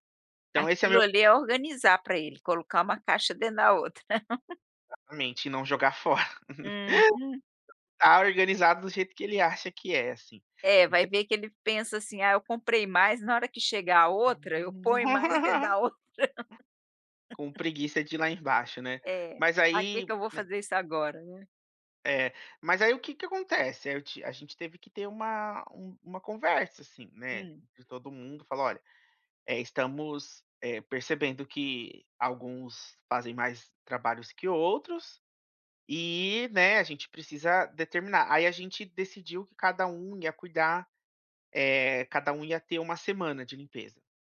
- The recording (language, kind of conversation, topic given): Portuguese, podcast, Como falar sobre tarefas domésticas sem brigar?
- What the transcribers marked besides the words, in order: tapping; laugh; laughing while speaking: "fo"; laugh; laughing while speaking: "outra"; laugh; other background noise